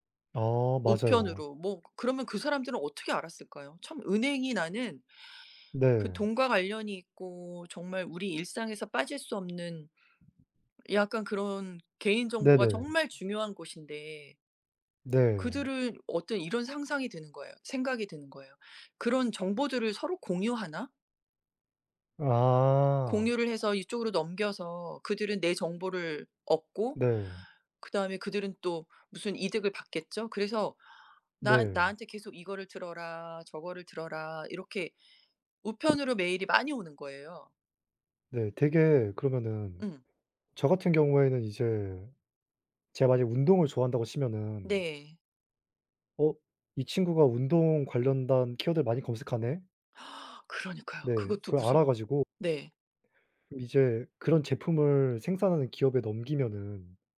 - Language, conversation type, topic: Korean, unstructured, 기술 발전으로 개인정보가 위험해질까요?
- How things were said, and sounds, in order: other background noise; tapping; unintelligible speech; gasp